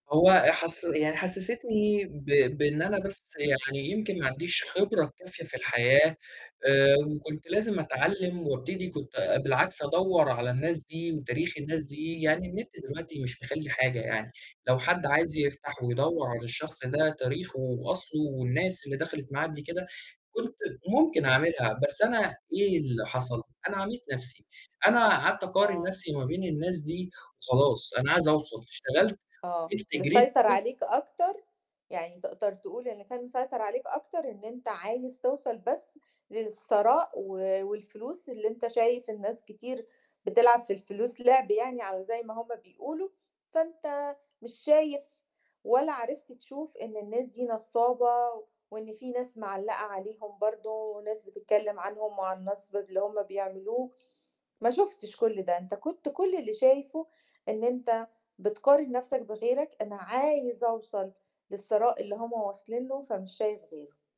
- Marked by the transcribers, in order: "مسيطر" said as "لسيطر"; unintelligible speech
- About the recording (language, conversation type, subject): Arabic, podcast, إزاي بتتعامل مع مقارنة نجاحك بالناس التانيين؟